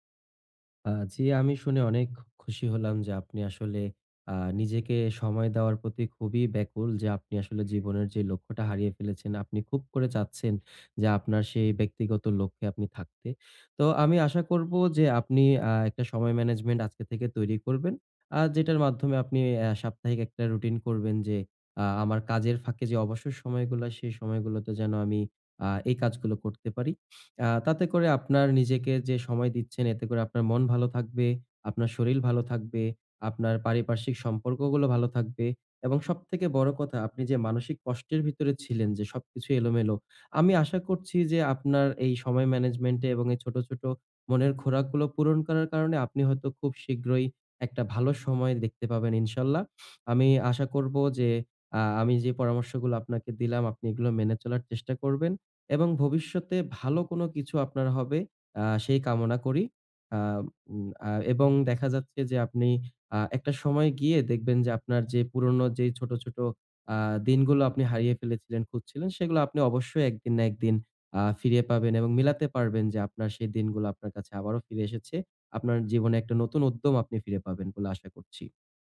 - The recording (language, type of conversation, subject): Bengali, advice, জীবনের বাধ্যবাধকতা ও কাজের চাপের মধ্যে ব্যক্তিগত লক্ষ্যগুলোর সঙ্গে কীভাবে সামঞ্জস্য করবেন?
- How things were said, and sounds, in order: other background noise; in English: "ম্যানেজমেন্ট"; "শরীর" said as "শরীল"; in English: "ম্যানেজমেন্ট"